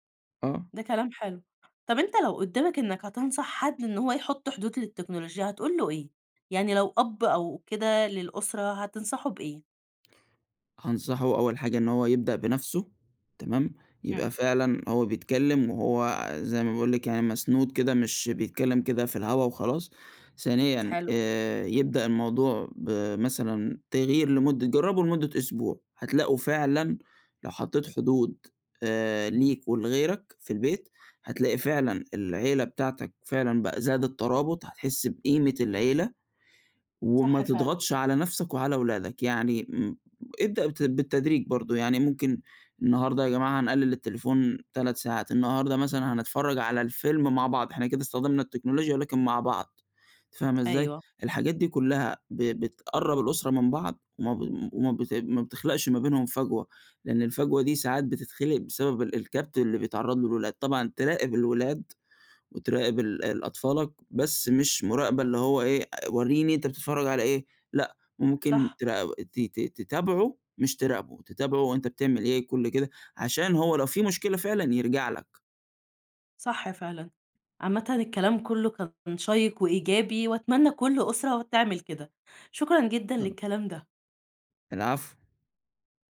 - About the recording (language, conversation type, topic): Arabic, podcast, إزاي بتحدد حدود لاستخدام التكنولوجيا مع أسرتك؟
- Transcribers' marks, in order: other background noise